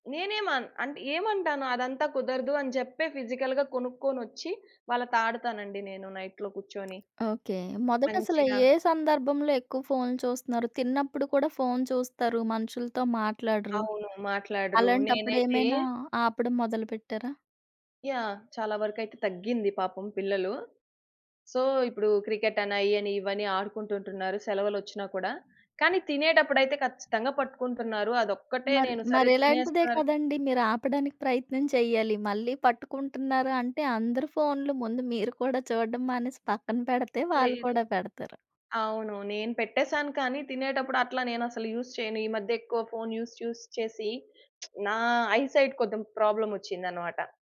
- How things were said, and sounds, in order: in English: "ఫిజికల్‌గా"; tapping; in English: "సో"; in English: "యూజ్"; in English: "యూజ్ యూజ్"; lip smack; in English: "ఐ సైట్"
- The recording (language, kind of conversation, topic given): Telugu, podcast, ఇంట్లో ఫోన్ వాడకూడని ప్రాంతాలు ఏర్పాటు చేయాలా అని మీరు అనుకుంటున్నారా?